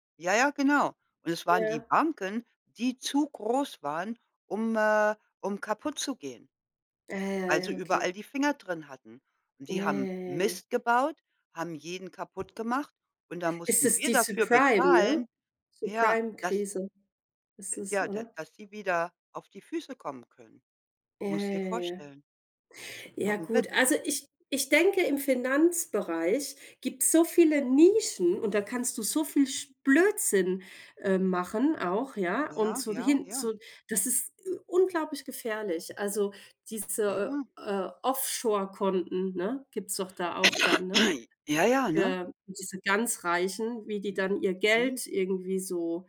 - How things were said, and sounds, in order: in English: "Subprime"; in English: "Subprime-Krise"; other background noise; throat clearing
- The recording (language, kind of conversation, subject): German, unstructured, Was ärgert dich an Banken am meisten?